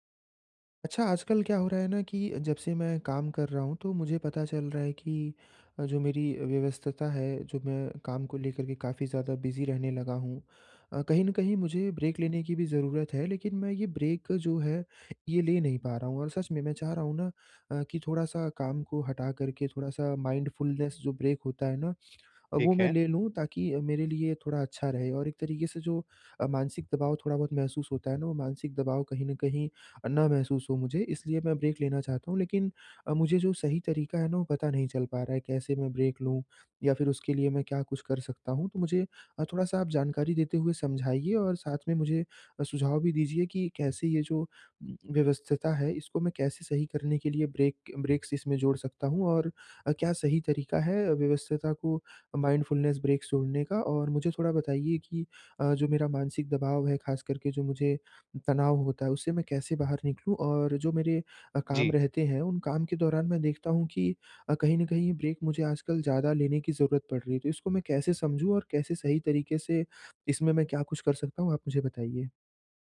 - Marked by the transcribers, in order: "व्यस्तता" said as "व्यवस्तता"; in English: "बिज़ी"; in English: "ब्रेक"; in English: "ब्रेक"; in English: "माइंडफुलनेस"; in English: "ब्रेक"; in English: "ब्रेक"; in English: "ब्रेक"; "व्यस्तता" said as "व्यवस्तता"; in English: "ब्रेक ब्रेक्स"; "व्यस्तता" said as "व्यवस्तता"; in English: "माइंडफुलनेस ब्रेक"; in English: "ब्रेक"
- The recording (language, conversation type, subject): Hindi, advice, व्यस्तता में काम के बीच छोटे-छोटे सचेत विराम कैसे जोड़ूँ?